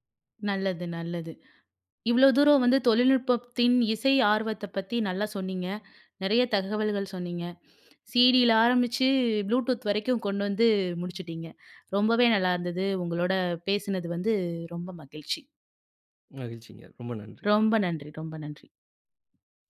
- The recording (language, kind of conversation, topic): Tamil, podcast, தொழில்நுட்பம் உங்கள் இசை ஆர்வத்தை எவ்வாறு மாற்றியுள்ளது?
- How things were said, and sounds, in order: inhale; inhale; inhale; other noise